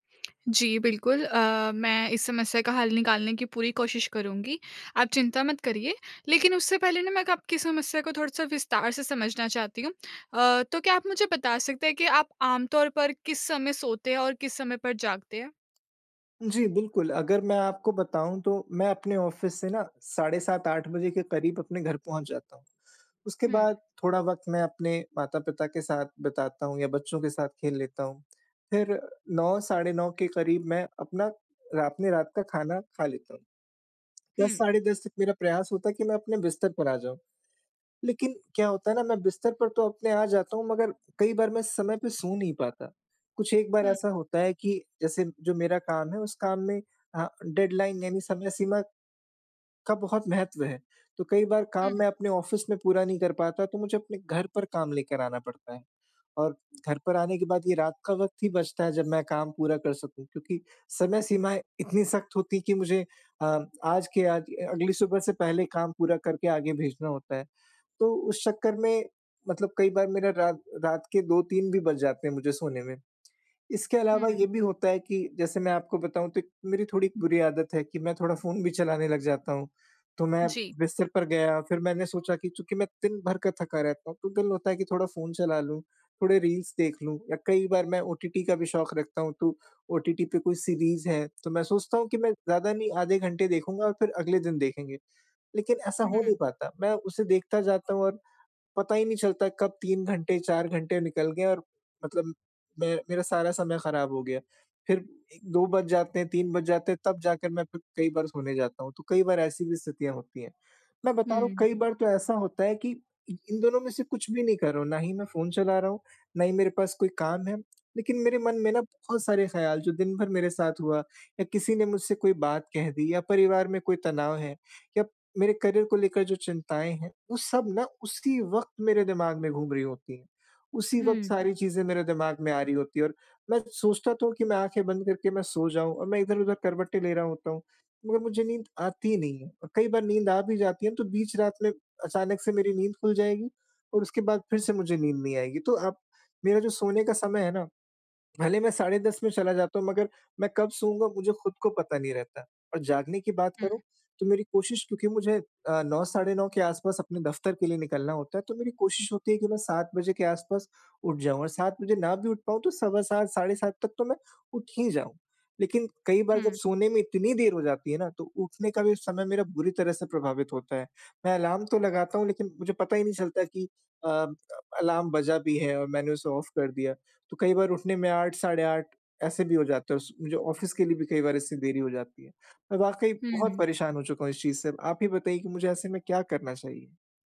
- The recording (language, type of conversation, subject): Hindi, advice, मैं अपनी सोने-जागने की समय-सारिणी को स्थिर कैसे रखूँ?
- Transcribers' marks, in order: in English: "ऑफ़िस"; in English: "डेडलाइन"; in English: "ऑफ़िस"; in English: "करियर"; in English: "अलार्म"; in English: "अलार्म"; in English: "ऑफ़"; in English: "ऑफ़िस"